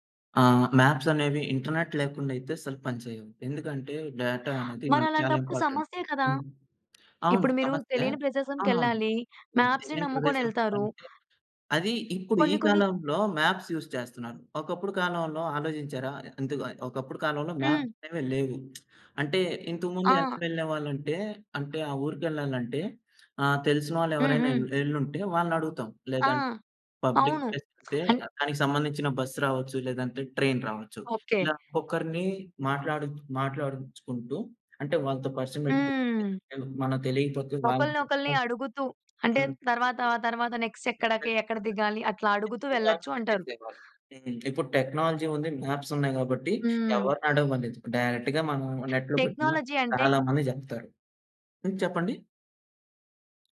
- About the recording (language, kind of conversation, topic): Telugu, podcast, దూరప్రాంతంలో ఫోన్ చార్జింగ్ సౌకర్యం లేకపోవడం లేదా నెట్‌వర్క్ అందకపోవడం వల్ల మీకు ఎదురైన సమస్య ఏమిటి?
- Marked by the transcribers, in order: in English: "మ్యాప్స్"; in English: "ఇంటర్నెట్"; in English: "డేటా"; in English: "ఇంపార్టెంట్"; in English: "మాప్స్‌ని"; in English: "మ్యాప్స్ యూజ్"; in English: "మ్యాప్స్"; lip smack; in English: "పబ్లిక్ ప్లేస్"; in English: "బస్"; in English: "ట్రైన్"; tapping; in English: "నెక్స్ట్"; unintelligible speech; in English: "ఆర్గ్యుమెంట్"; in English: "టెక్నాలజీ"; in English: "మ్యాప్స్"; in English: "డైరెక్ట్‌గా"; other background noise; in English: "నెట్‌లో"; in English: "టెక్నాలజీ"